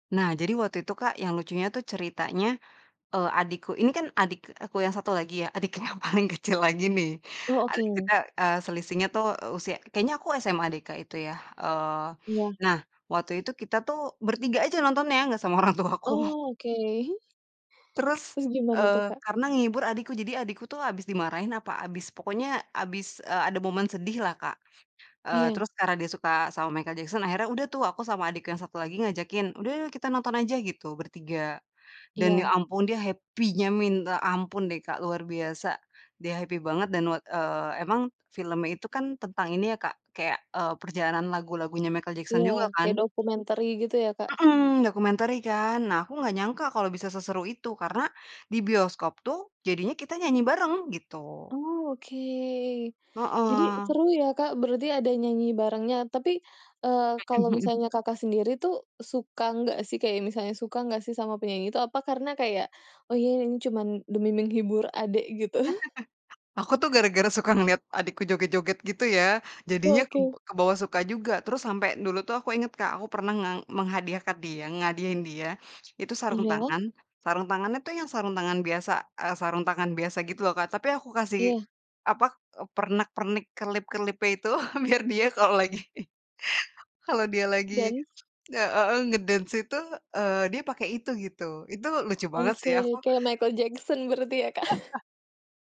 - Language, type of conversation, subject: Indonesian, podcast, Punya momen nonton bareng keluarga yang selalu kamu ingat?
- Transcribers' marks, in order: laughing while speaking: "yang"; laughing while speaking: "orang tuaku"; in English: "happy-nya"; in English: "happy"; chuckle; other background noise; chuckle; chuckle; in English: "Dance"; in English: "nge-dance"; laugh; chuckle